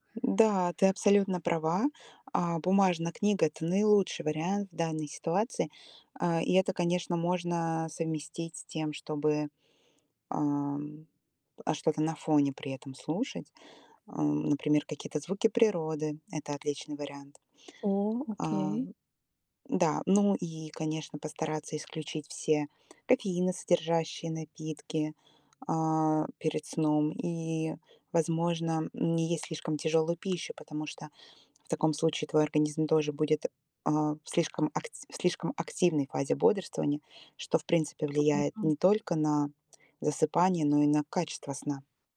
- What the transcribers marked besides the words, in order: tapping; other background noise; unintelligible speech
- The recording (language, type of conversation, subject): Russian, advice, Как уменьшить утреннюю усталость и чувствовать себя бодрее по утрам?